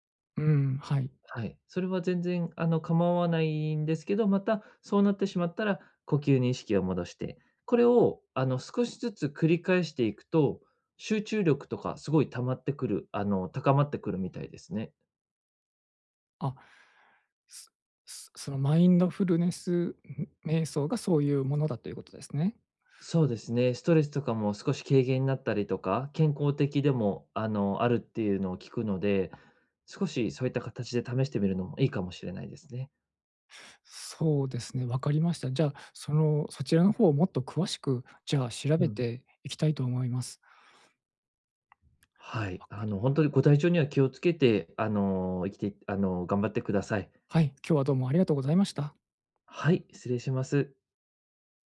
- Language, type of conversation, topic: Japanese, advice, ストレスが強いとき、不健康な対処をやめて健康的な行動に置き換えるにはどうすればいいですか？
- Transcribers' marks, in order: other background noise